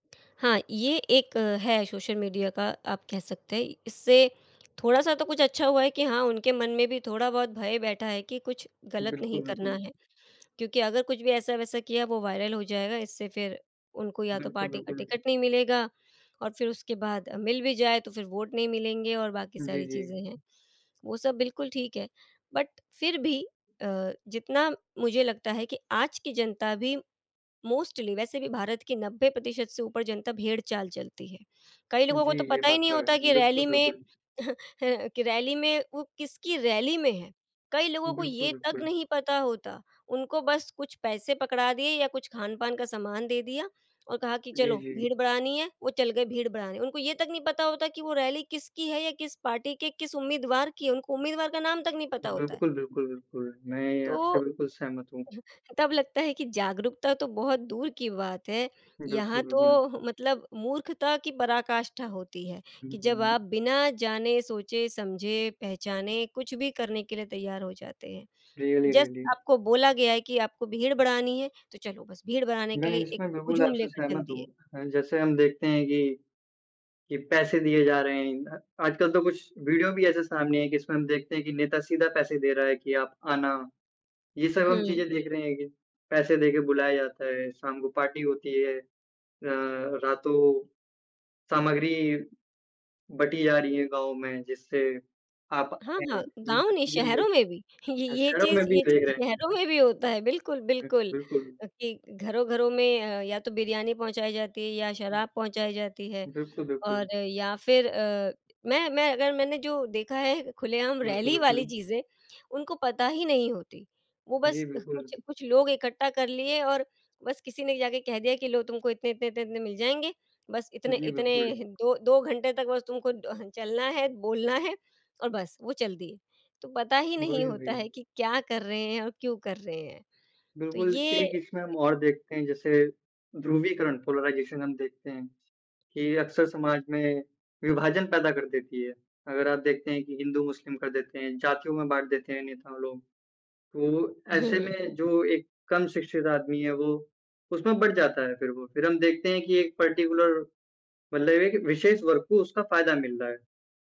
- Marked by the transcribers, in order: tapping; in English: "पार्टी"; other background noise; in English: "बट"; in English: "मोस्टली"; chuckle; in English: "पार्टी"; chuckle; chuckle; in English: "जस्ट"; in English: "रियली, रियली"; in English: "क्लीअर"; unintelligible speech; chuckle; chuckle; in English: "पोलराइजेशन"; in English: "पार्टिकुलर"
- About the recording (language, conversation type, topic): Hindi, unstructured, राजनीति में जनता की सबसे बड़ी भूमिका क्या होती है?